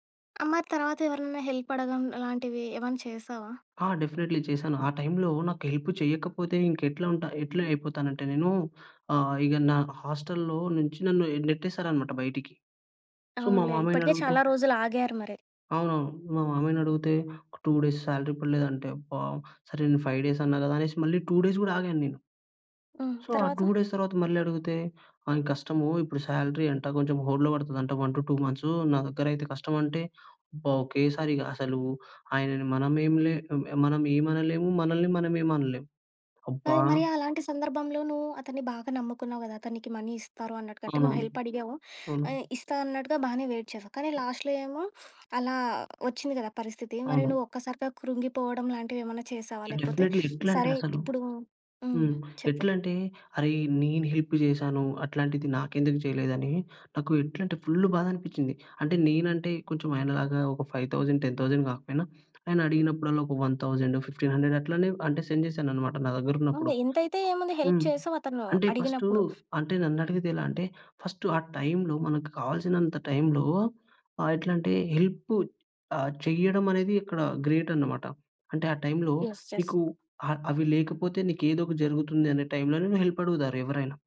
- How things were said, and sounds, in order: in English: "హెల్ప్"; "అడగడం" said as "అడగం"; in English: "డెఫినైట్లీ"; in English: "హెల్ప్"; in English: "హాస్టల్‌లో"; tapping; in English: "సో"; in English: "టూ డేస్ సాలరీ"; in English: "ఫైవ్ డేస్"; in English: "టూ డేస్"; other background noise; in English: "సో"; in English: "టూ డేస్"; in English: "సాలరీ"; in English: "హోల్డ్‌లో"; in English: "వన్ టు టూ"; in English: "మనీ"; in English: "హెల్ప్"; other noise; in English: "వెయిట్"; in English: "లాస్ట్‌లో"; in English: "డెఫినెట్లీ"; in English: "హెల్ప్"; in English: "ఫైవ్ థౌసండ్ టెన్ థౌసండ్"; in English: "వన్ థౌసండ్ ఫిఫ్టీన్ హండ్రెడ్"; in English: "సెండ్"; in English: "హెల్ప్"; in English: "ఫస్ట్"; in English: "హెల్ప్"; in English: "గ్రేట్"; in English: "ఎస్ ఎస్"; in English: "హెల్ప్"
- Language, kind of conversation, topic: Telugu, podcast, అవసరం ఉన్నప్పుడు సహాయం అడగడం మీకు ఎలా ఉంటుంది?